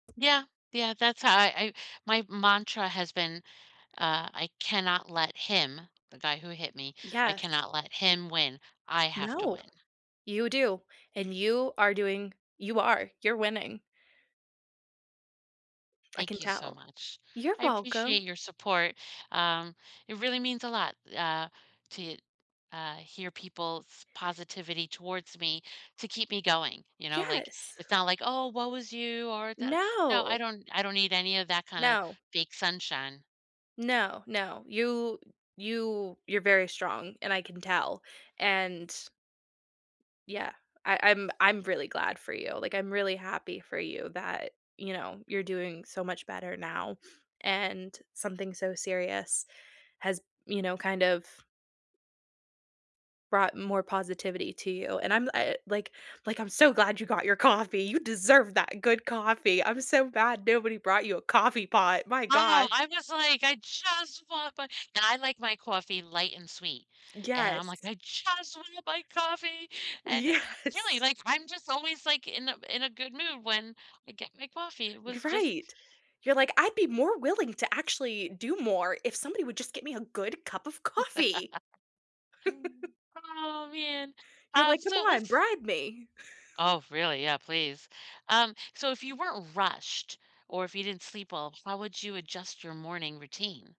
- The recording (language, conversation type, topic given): English, unstructured, Which morning rituals set a positive tone for you, and how can we inspire each other?
- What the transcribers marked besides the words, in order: tapping; stressed: "him"; other background noise; stressed: "deserve"; stressed: "just"; stressed: "just"; laughing while speaking: "Yes"; laugh; other noise; stressed: "coffee"; chuckle; chuckle